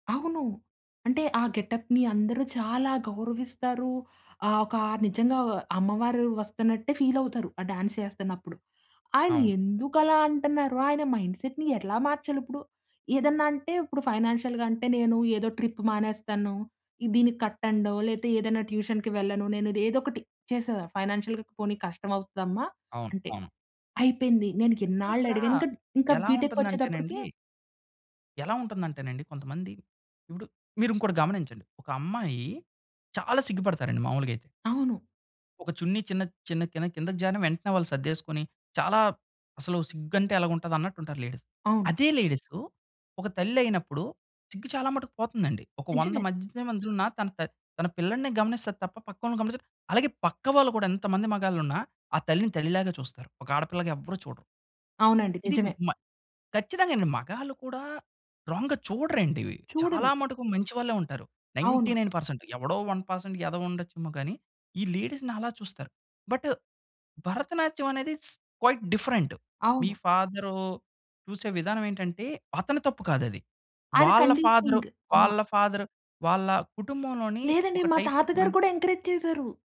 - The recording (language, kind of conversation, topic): Telugu, podcast, మీ వ్యక్తిగత ఇష్టాలు కుటుంబ ఆశలతో ఎలా సరిపోతాయి?
- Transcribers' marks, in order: in English: "గెటప్‌ని"; stressed: "ఎందుకలా"; in English: "మైండ్‌సెట్‌ని"; in English: "ఫైనాన్షియల్‌గంటే"; in English: "ట్యూషన్‌కి"; in English: "ఫైనాన్షియల్‌గా"; in English: "బీటెక్"; in English: "లేడీస్"; in English: "రాంగ్‌గా"; in English: "నైన్టీ నైన్ పర్సెంట్"; in English: "వన్ పర్సెంట్"; in English: "లేడీస్‌ని"; in English: "క్వైట్"; in English: "కండిషనింగ్"; in English: "ఫాదర్"; in English: "టైప్ ఆఫ్ మెంట్"; in English: "ఎంకరేజ్"